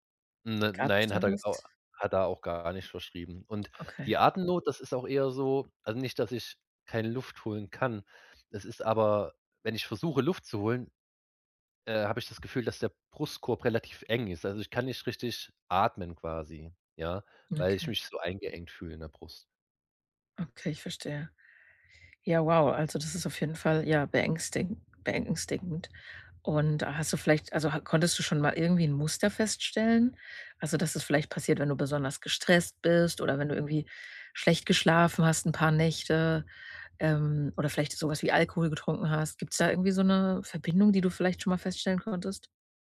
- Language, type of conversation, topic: German, advice, Wie beschreibst du deine Angst vor körperlichen Symptomen ohne klare Ursache?
- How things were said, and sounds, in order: other background noise